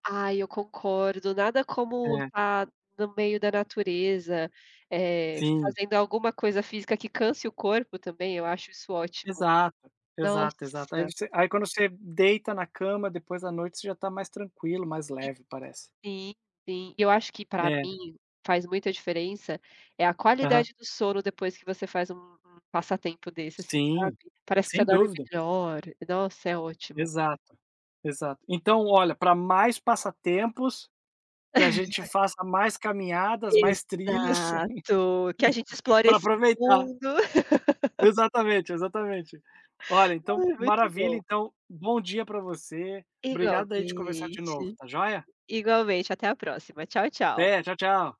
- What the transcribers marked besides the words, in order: other noise; laugh; laugh; laugh; tapping
- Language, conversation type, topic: Portuguese, unstructured, Qual passatempo faz você se sentir mais feliz?